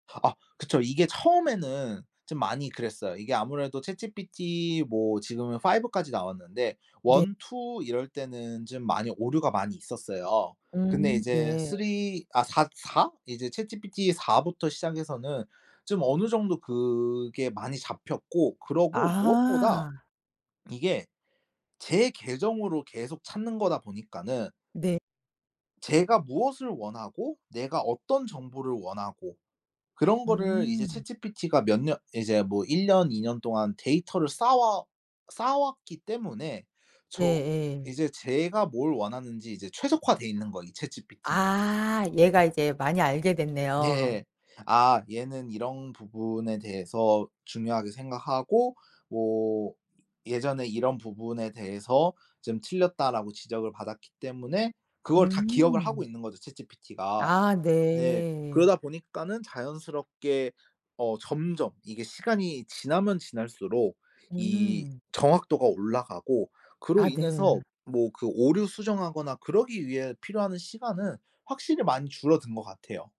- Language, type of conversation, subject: Korean, podcast, 칼퇴근을 지키려면 어떤 습관이 필요할까요?
- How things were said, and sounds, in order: in English: "five 까지"; in English: "one two"; other background noise; in English: "three"; tapping